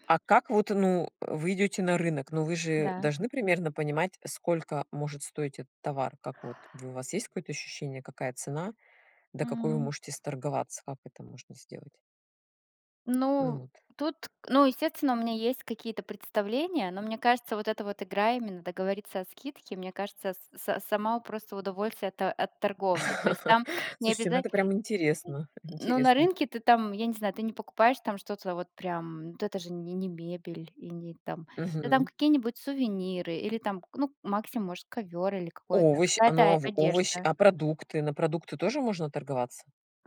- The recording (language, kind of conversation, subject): Russian, unstructured, Вы когда-нибудь пытались договориться о скидке и как это прошло?
- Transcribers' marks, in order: chuckle; other noise